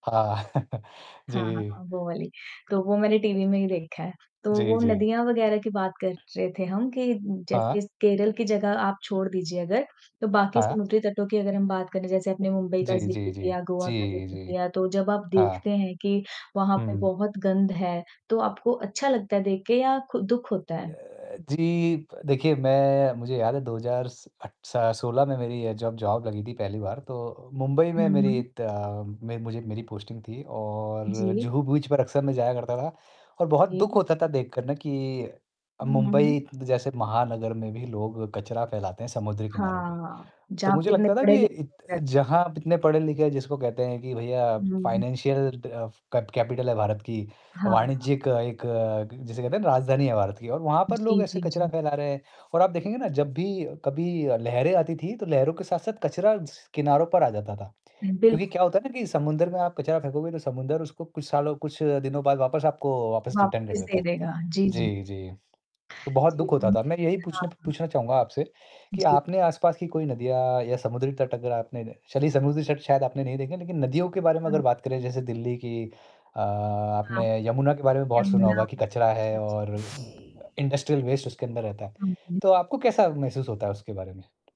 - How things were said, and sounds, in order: chuckle; static; other noise; tapping; other background noise; in English: "जॉब"; in English: "पोस्टिंग"; in English: "बीच"; distorted speech; in English: "फ़ाइनेंशियल"; in English: "कैप कैपिटल"; in English: "रिटर्न"; in English: "इंडस्ट्रियल वेस्ट"
- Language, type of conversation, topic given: Hindi, unstructured, क्या आप गंदे समुद्र तटों या नदियों को देखकर दुखी होते हैं?
- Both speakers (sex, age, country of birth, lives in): female, 35-39, India, India; male, 35-39, India, India